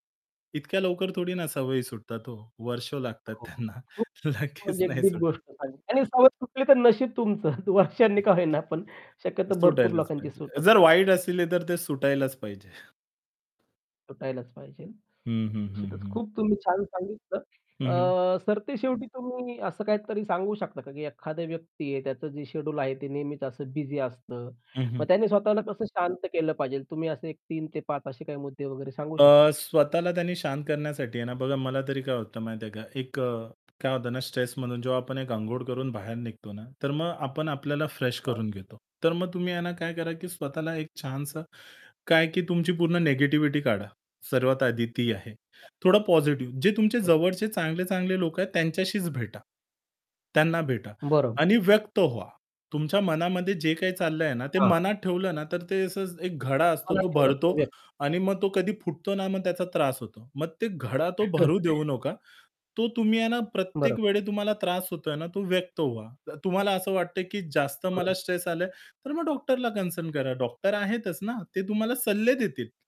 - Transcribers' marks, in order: horn; static; distorted speech; laughing while speaking: "त्यांना. लगेच नाही सुटत"; laughing while speaking: "तुमचं वर्षांनी का होईना"; laughing while speaking: "पाहिजे"; "पाहिजे" said as "पाहिजेन"; "पाहिजे" said as "पाहिजेल"; in English: "फ्रेश"; unintelligible speech; chuckle; in English: "कन्सर्न"
- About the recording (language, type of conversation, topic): Marathi, podcast, एक व्यस्त दिवस संपल्यानंतर तुम्ही स्वतःला कसं शांत करता?